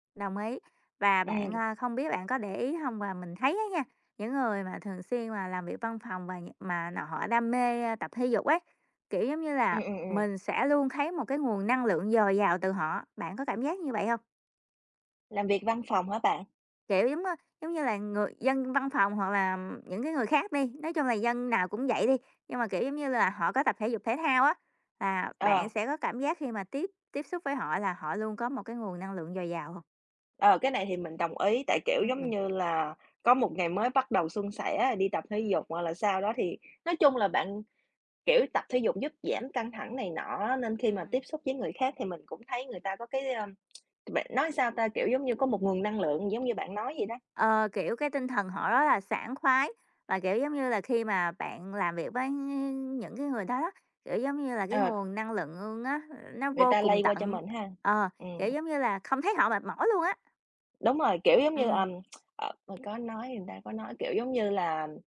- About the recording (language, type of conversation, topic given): Vietnamese, unstructured, Tập thể dục ảnh hưởng như thế nào đến tâm trạng của bạn?
- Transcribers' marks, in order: tapping; "thấy" said as "khấy"; other background noise; tsk; tsk